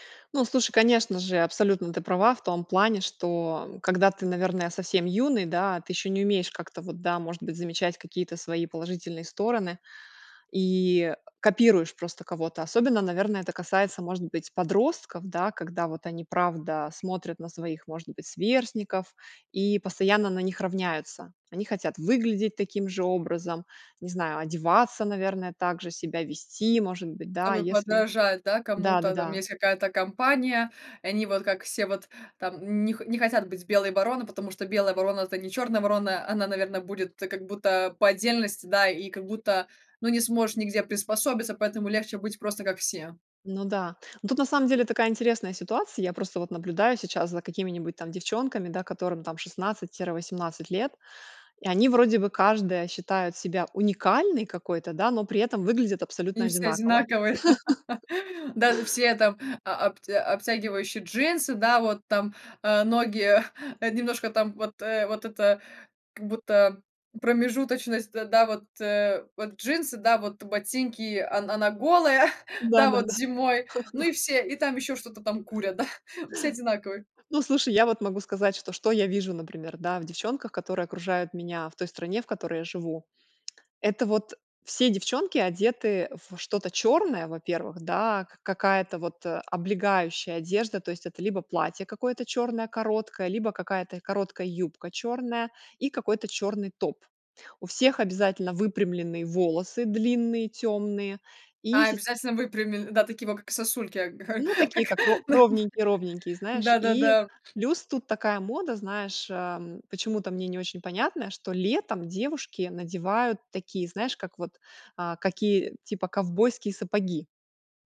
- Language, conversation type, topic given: Russian, podcast, Что помогает тебе не сравнивать себя с другими?
- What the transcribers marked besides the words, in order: tapping; other background noise; laugh; chuckle; chuckle; chuckle; tsk; laughing while speaking: "а как"; laugh